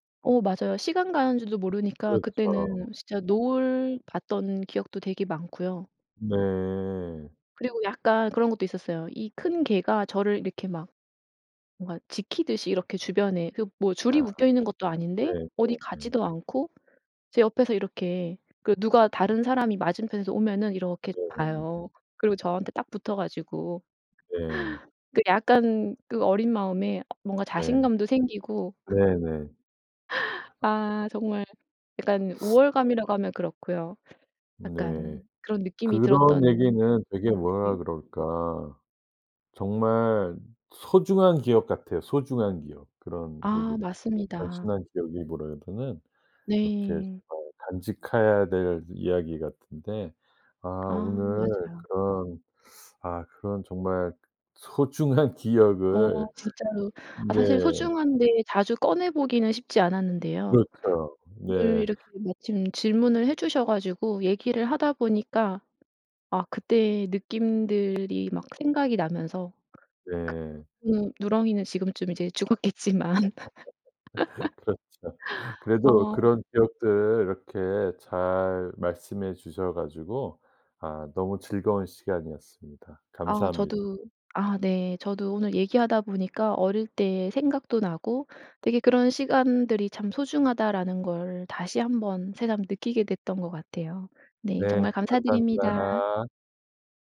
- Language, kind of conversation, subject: Korean, podcast, 어릴 때 가장 소중했던 기억은 무엇인가요?
- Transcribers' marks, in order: tapping; other background noise; laugh; laughing while speaking: "소중한"; laugh; laughing while speaking: "죽었겠지만"; laugh